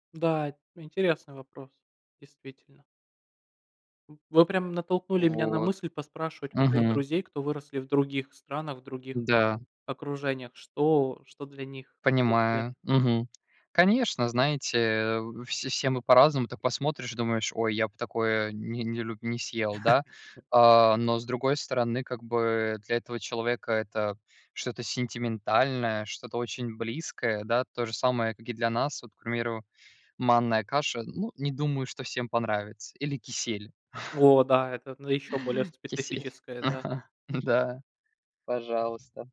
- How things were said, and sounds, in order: tapping; chuckle; other background noise; laugh; chuckle; laughing while speaking: "Да"
- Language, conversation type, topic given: Russian, unstructured, Какой вкус напоминает тебе о детстве?